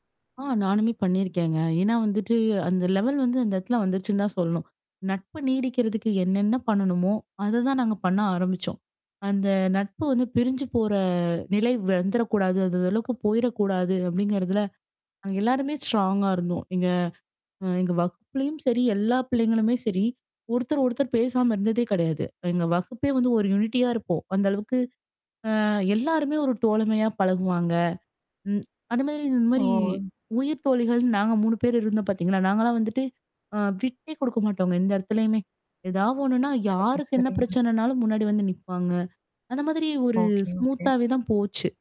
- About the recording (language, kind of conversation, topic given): Tamil, podcast, நீண்ட இடைவெளிக்குப் பிறகு நண்பர்களை மீண்டும் தொடர்புகொள்ள எந்த அணுகுமுறை சிறந்தது?
- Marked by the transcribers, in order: in English: "லெவல்"; other background noise; tapping; distorted speech; in English: "ஸ்ட்ராங்கா"; in English: "யூனிட்டியா"; mechanical hum; static; in English: "ஸ்மூத்தாவே"